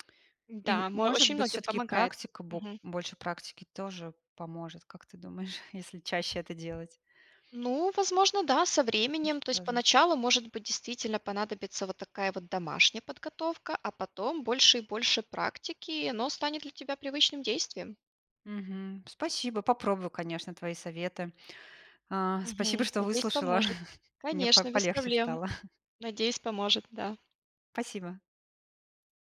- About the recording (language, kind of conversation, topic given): Russian, advice, Как преодолеть страх выступать перед аудиторией после неудачного опыта?
- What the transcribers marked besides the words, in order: other background noise; chuckle; tapping; chuckle